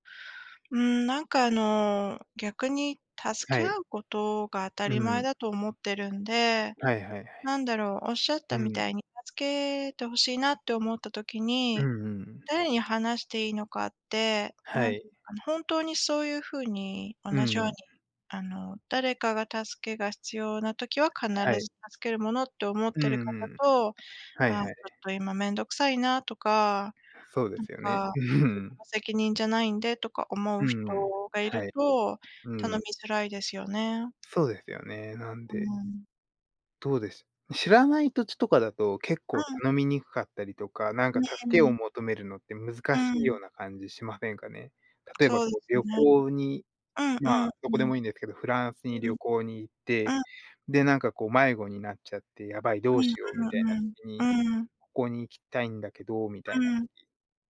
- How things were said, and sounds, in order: laughing while speaking: "うん"; other background noise
- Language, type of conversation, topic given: Japanese, unstructured, どんなときに助け合いが必要だと感じますか？
- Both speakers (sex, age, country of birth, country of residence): female, 45-49, Japan, United States; male, 35-39, Japan, United States